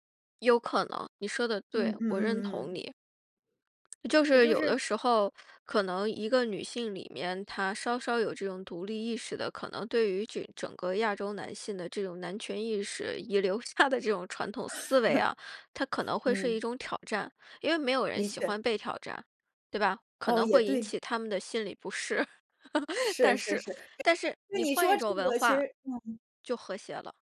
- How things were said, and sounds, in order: tapping; laughing while speaking: "遗留下的"; chuckle; laugh; laughing while speaking: "但是"; unintelligible speech
- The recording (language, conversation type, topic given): Chinese, podcast, 面对父母的期待时，你如何做出属于自己的选择？